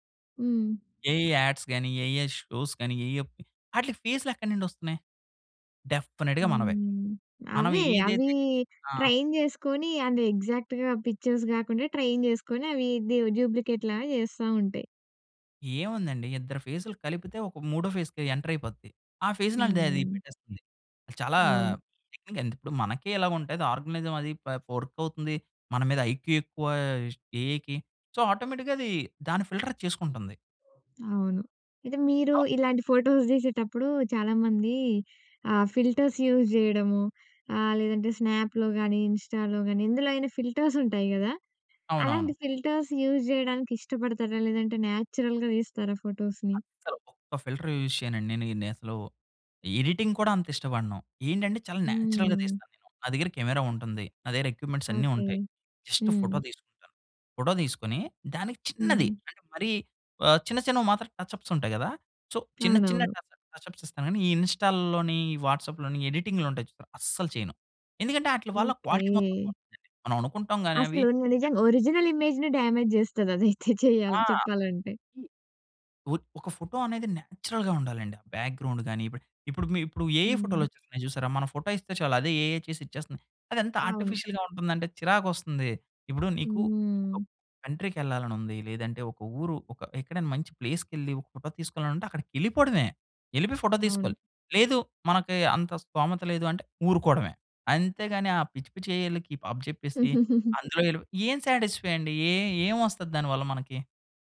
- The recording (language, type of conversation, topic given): Telugu, podcast, ఫోటోలు పంచుకునేటప్పుడు మీ నిర్ణయం ఎలా తీసుకుంటారు?
- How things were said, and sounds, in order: in English: "ఏఐ యాడ్స్"; in English: "ఏఐ షోస్"; in English: "ఏఐ"; drawn out: "హ్మ్"; in English: "డెఫినెట్‌గా"; in English: "ట్రైన్"; in English: "ఎగ్జాక్ట్‌గా పిక్చర్స్"; in English: "ట్రైన్"; in English: "డ్యూప్లికేట్"; in English: "ఫేస్‌కి ఎంటర్"; in English: "ఫేస్‌ని"; in English: "టెక్నిక్"; in English: "ఆర్గనైజం"; in English: "వర్క్"; in English: "ఐక్యూ"; in English: "ఏఐకి. సో ఆటోమేటిక్‌గా"; in English: "ఫిల్టర్"; other noise; in English: "ఫోటోస్"; in English: "ఫిల్టర్స్ యూస్"; in English: "స్నాప్‌లో"; in English: "ఇన్‌స్టాలో"; in English: "ఫిల్టర్స్"; in English: "ఫిల్టర్స్ యూస్"; in English: "న్యాచురల్‍గా"; in English: "ఫోటోస్‍ని?"; in English: "ఫిల్టర్ యూజ్"; in English: "ఎడిటింగ్"; in English: "న్యాచురల్‍గా"; in English: "ఎక్విప్‌మెంట్స్"; in English: "జస్ట్"; in English: "టచ్ అప్స్"; in English: "సో"; in English: "టచ్ అప్, టచ్ అప్స్"; in English: "ఇన్‌స్టాల్‍"; in English: "వాట్సాప్‍"; in English: "ఎడిటింగ్‌లు"; in English: "క్వాలిటీ"; in English: "ఒరిజినల్ ఇమేజ్‌ని డ్యామేజ్"; laughing while speaking: "చే చేయాలి చెప్పాలంటే"; in English: "నేచురల్‌గా"; in English: "బ్యాక్‌గ్రౌండ్"; in English: "ఏఐ"; in English: "ఏఐ"; in English: "ఆర్టిఫిషియల్‌గా"; drawn out: "హ్మ్"; in English: "కంట్రీకి"; in English: "ఏఐ"; in English: "సాటిస్ఫై"